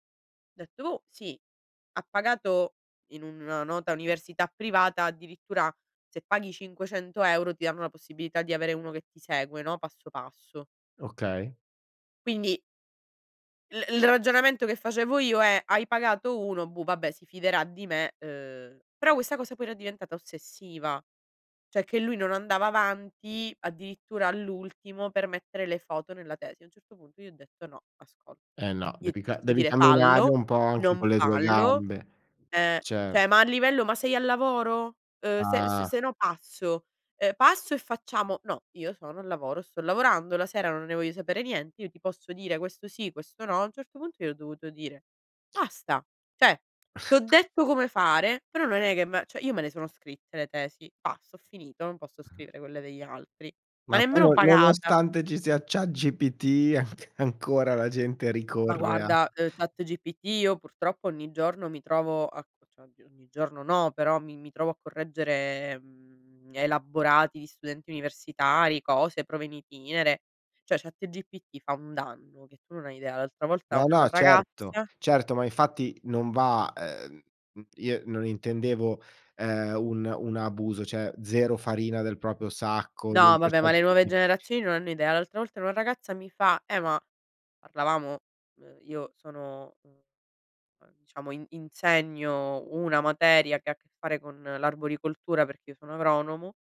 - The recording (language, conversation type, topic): Italian, podcast, In che modo impari a dire no senza sensi di colpa?
- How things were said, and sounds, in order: "cioè" said as "ceh"; chuckle; "cioè" said as "ceh"; unintelligible speech; "ragazza" said as "ragazzia"; "Cioè" said as "ceh"